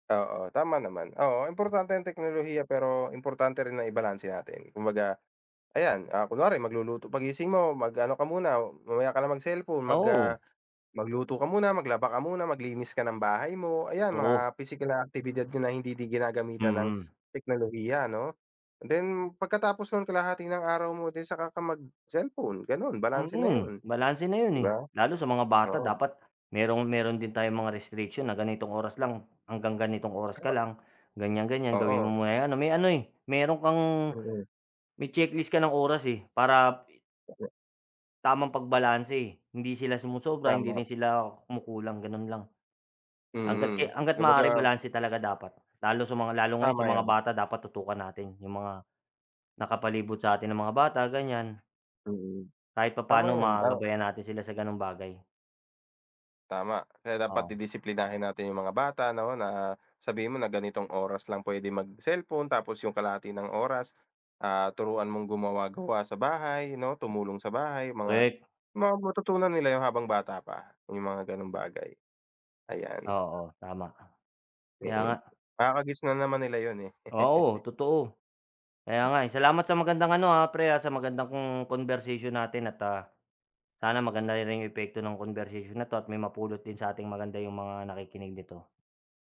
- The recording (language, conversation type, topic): Filipino, unstructured, Ano ang opinyon mo tungkol sa epekto ng teknolohiya sa ating pang-araw-araw na gawain?
- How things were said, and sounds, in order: tapping; other background noise; other noise; laugh